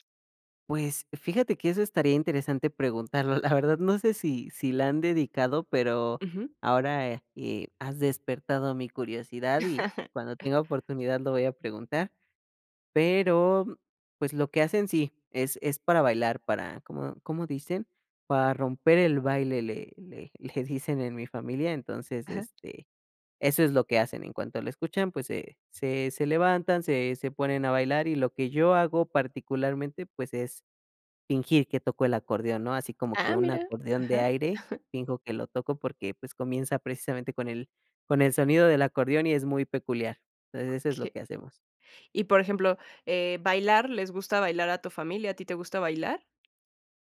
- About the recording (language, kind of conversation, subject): Spanish, podcast, ¿Qué canción siempre suena en reuniones familiares?
- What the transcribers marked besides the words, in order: chuckle; laugh; other background noise; chuckle; chuckle